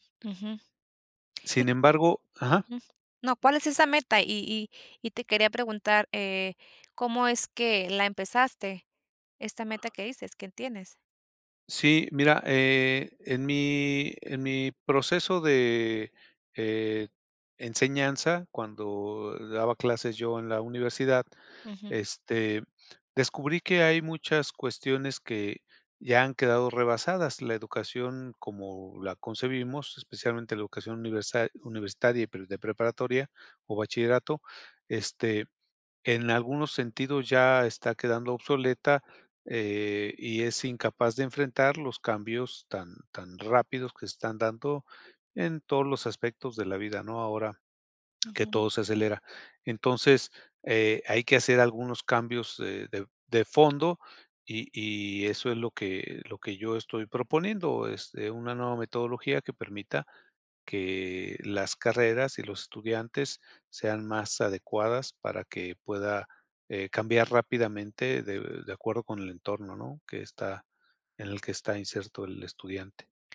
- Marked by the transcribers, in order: other noise
- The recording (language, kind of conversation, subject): Spanish, advice, ¿Cómo sé cuándo debo ajustar una meta y cuándo es mejor abandonarla?